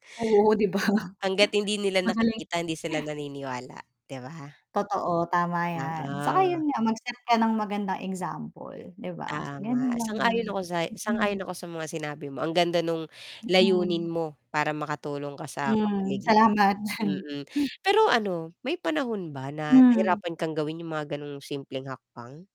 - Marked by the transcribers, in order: static; distorted speech; laughing while speaking: "Oo, 'di ba?"; chuckle
- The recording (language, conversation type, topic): Filipino, unstructured, Ano-ano ang mga simpleng bagay na ginagawa mo para makatulong sa kapaligiran?